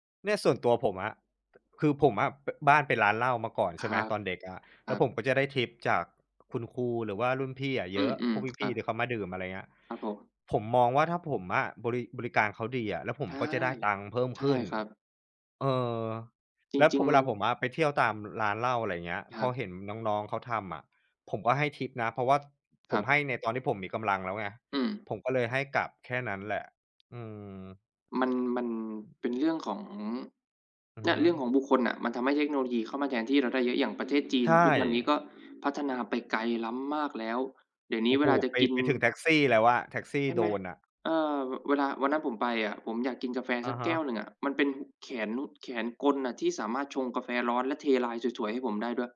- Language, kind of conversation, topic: Thai, unstructured, ข่าวเทคโนโลยีใหม่ล่าสุดส่งผลต่อชีวิตของเราอย่างไรบ้าง?
- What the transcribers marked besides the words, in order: other street noise